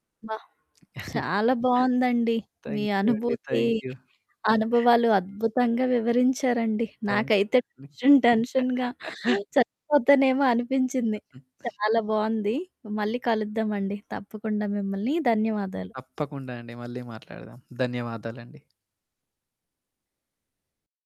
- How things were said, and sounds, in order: tapping; other background noise; chuckle; distorted speech; in English: "టెన్షన్, టెన్షన్‌గా"; chuckle; static
- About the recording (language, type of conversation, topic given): Telugu, podcast, ఎప్పుడైనా మీరు తప్పిపోయి కొత్తదాన్ని కనుగొన్న అనుభవం ఉందా?